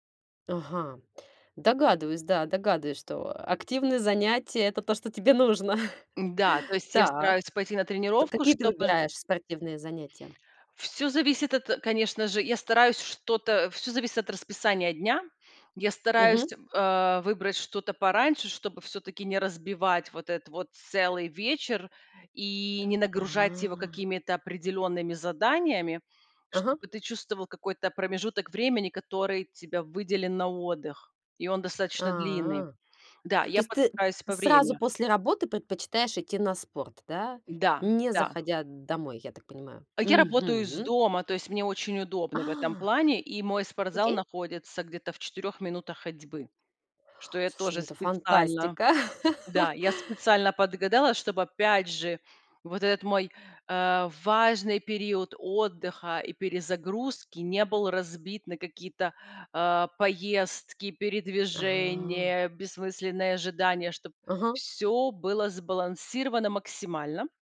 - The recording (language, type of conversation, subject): Russian, podcast, Какие занятия помогают расслабиться после работы или учёбы?
- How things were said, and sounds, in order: tapping; chuckle; other background noise; surprised: "А!"; chuckle